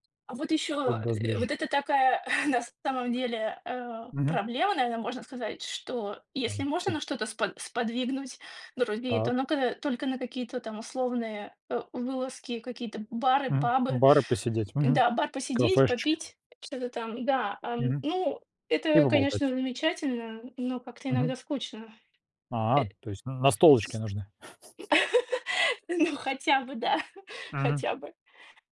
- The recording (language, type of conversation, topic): Russian, unstructured, Как ты обычно договариваешься с другими о совместных занятиях?
- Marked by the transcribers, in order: tapping; grunt; chuckle; chuckle; laugh; chuckle